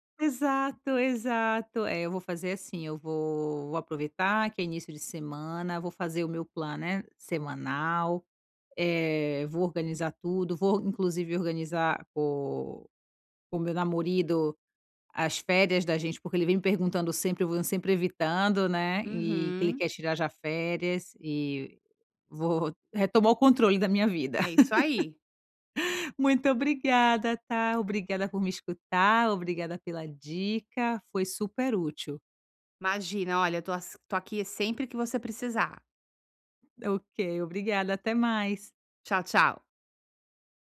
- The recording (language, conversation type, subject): Portuguese, advice, Como posso criar uma rotina diária de descanso sem sentir culpa?
- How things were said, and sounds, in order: in English: "planner"; laugh